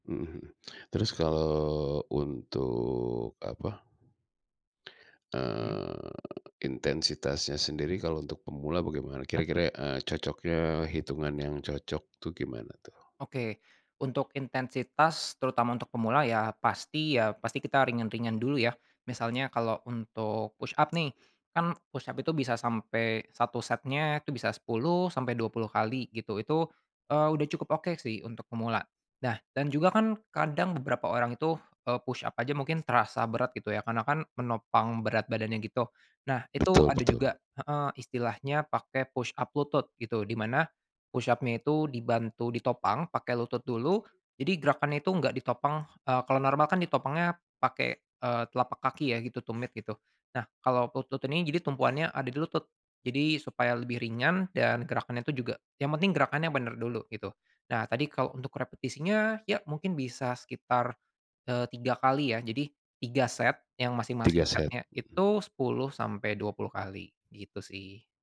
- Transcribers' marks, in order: tapping; in English: "push-up"; in English: "push-up"; in English: "push-up"; in English: "push-up"; in English: "push-up-nya"
- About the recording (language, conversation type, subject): Indonesian, podcast, Apa rutinitas olahraga sederhana yang bisa dilakukan di rumah?